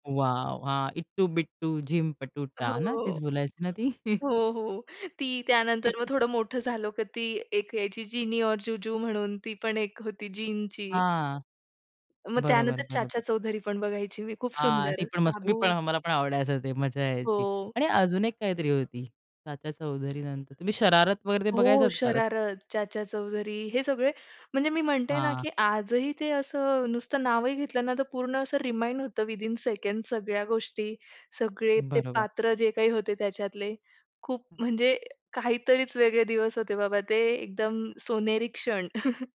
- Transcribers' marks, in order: chuckle; other noise; chuckle; other background noise; in English: "रिमाइंड"; in English: "विथिन अ सेकंड"; chuckle
- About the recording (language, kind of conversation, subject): Marathi, podcast, लहानपणीची आवडती दूरचित्रवाणी मालिका कोणती होती?